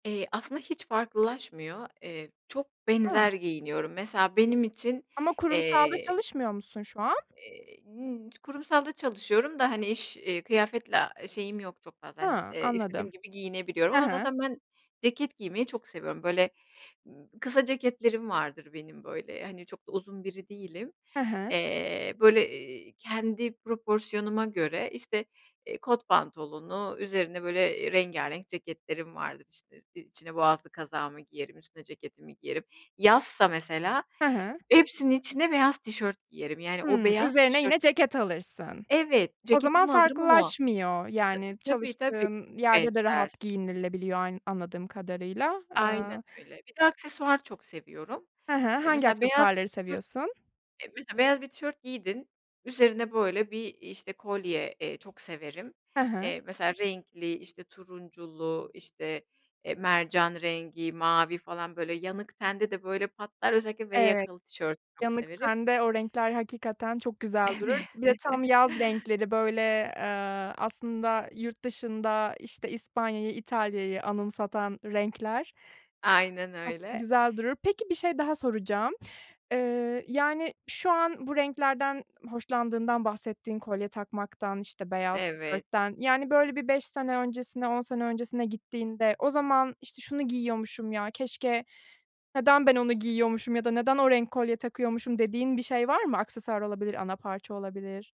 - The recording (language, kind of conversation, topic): Turkish, podcast, Kendi stilini bulma sürecin nasıl gelişti?
- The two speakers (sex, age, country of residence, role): female, 30-34, Germany, host; female, 40-44, Spain, guest
- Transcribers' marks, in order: other background noise; chuckle